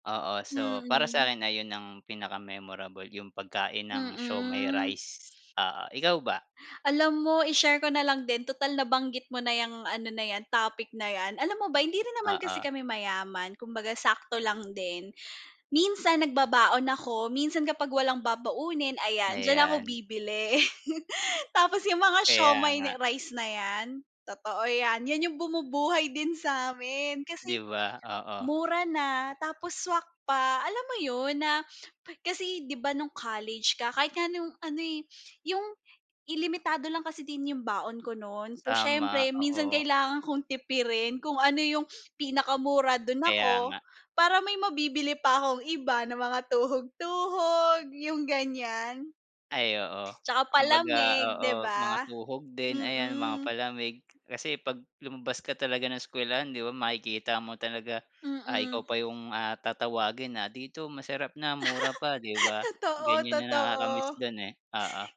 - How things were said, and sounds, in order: chuckle; laugh
- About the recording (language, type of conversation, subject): Filipino, unstructured, Ano ang pinakanatatandaan mong pagkaing natikman mo sa labas?